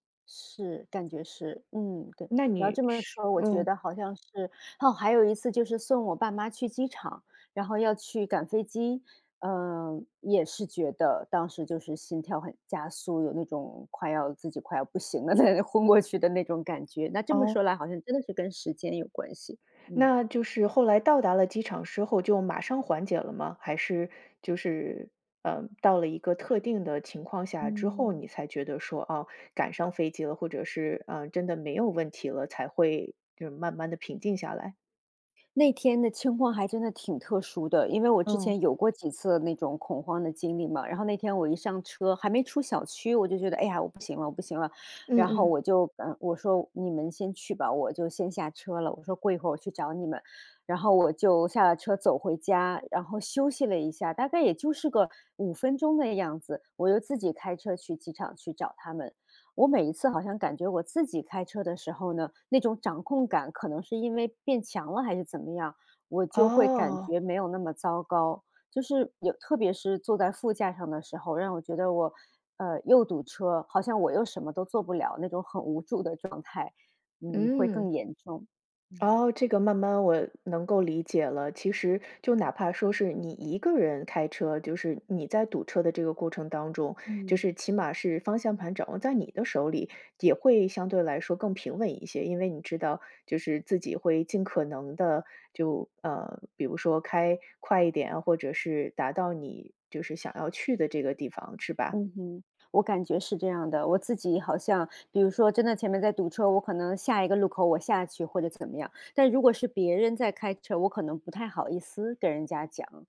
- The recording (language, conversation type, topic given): Chinese, advice, 你在经历恐慌发作时通常如何求助与应对？
- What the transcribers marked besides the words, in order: laughing while speaking: "在那昏过去"